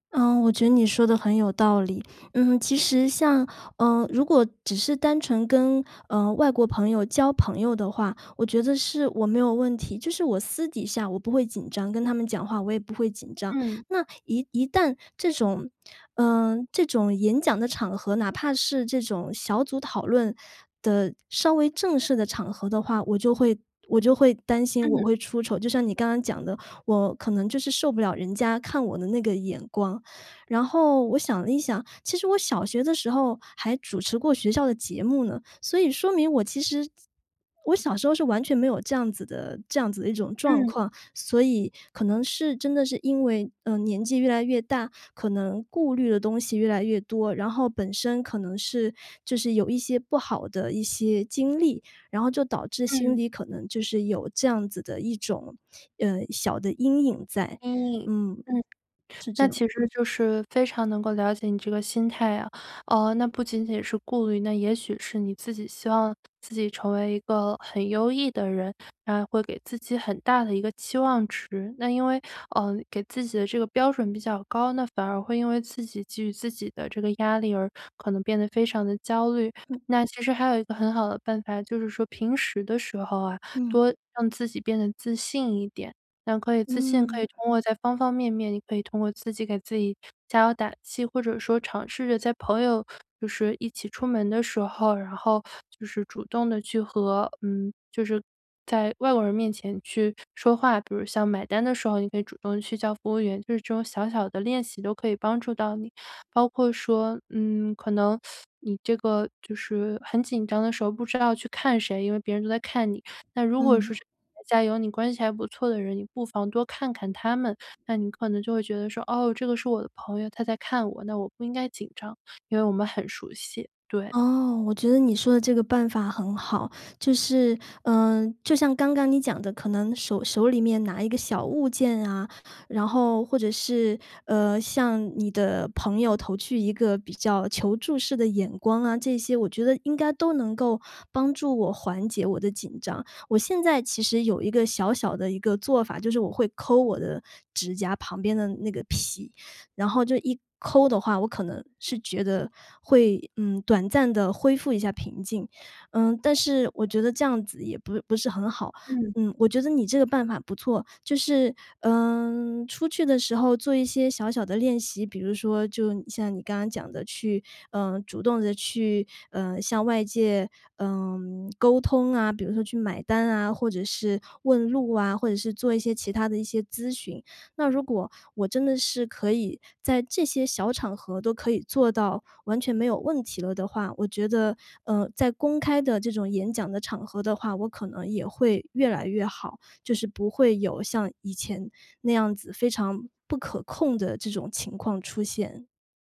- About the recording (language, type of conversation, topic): Chinese, advice, 我害怕公开演讲、担心出丑而不敢发言，该怎么办？
- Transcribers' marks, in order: teeth sucking